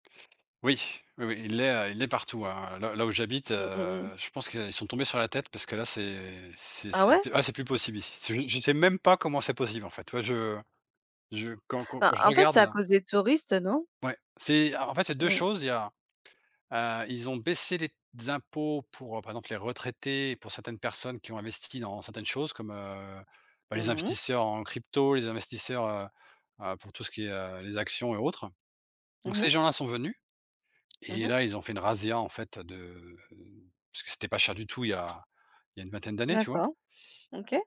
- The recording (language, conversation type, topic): French, unstructured, Quelle activité te donne toujours un sentiment d’accomplissement ?
- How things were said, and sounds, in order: drawn out: "de"; other background noise